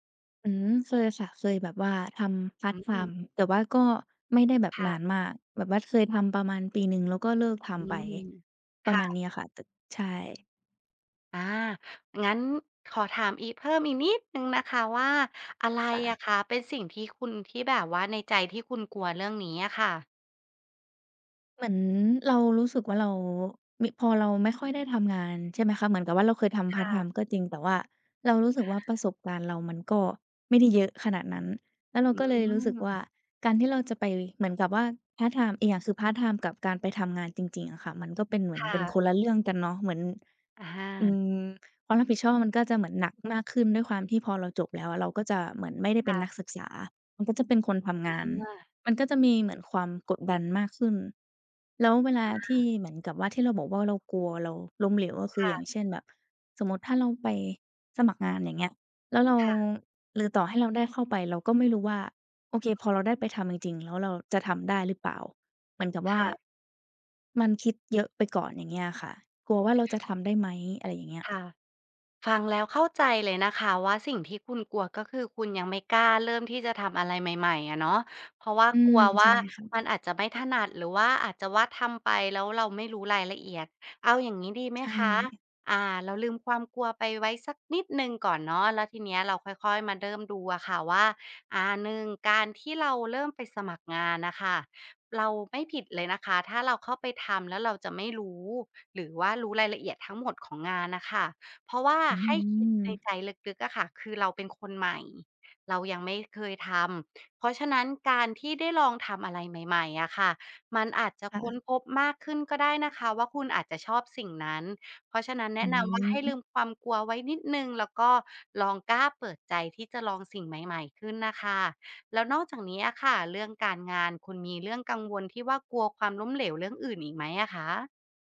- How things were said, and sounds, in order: other background noise; tapping; drawn out: "นิด"; stressed: "นิด"; "เริ่ม" said as "เดิ้ม"
- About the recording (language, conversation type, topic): Thai, advice, คุณรู้สึกกลัวความล้มเหลวจนไม่กล้าเริ่มลงมือทำอย่างไร